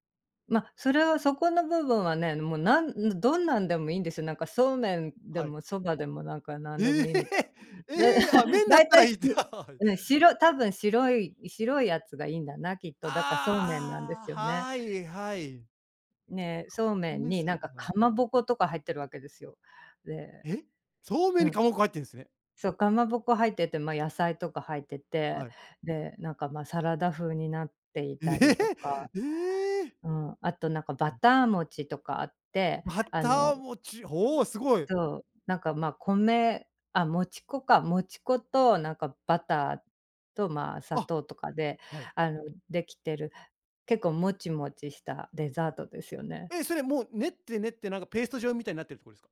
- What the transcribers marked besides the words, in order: joyful: "えへへ"; surprised: "ええ"; chuckle; laugh; unintelligible speech; surprised: "えへへ"; tapping
- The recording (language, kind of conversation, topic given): Japanese, podcast, 現地の家庭に呼ばれた経験はどんなものでしたか？